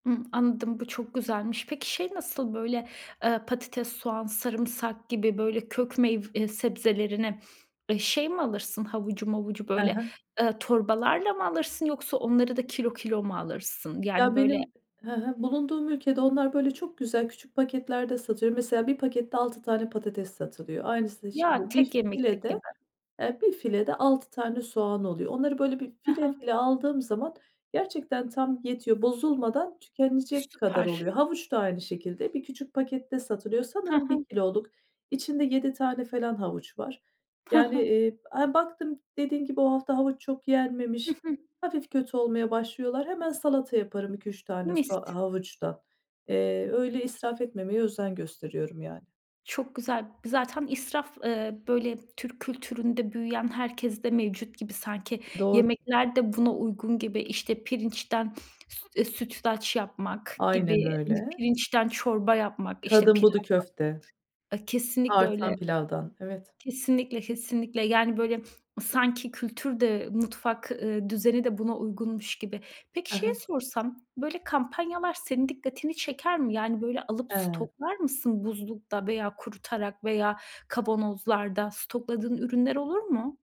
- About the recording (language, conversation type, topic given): Turkish, podcast, Markette alışveriş yaparken nelere dikkat ediyorsun?
- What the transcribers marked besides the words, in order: other background noise; tapping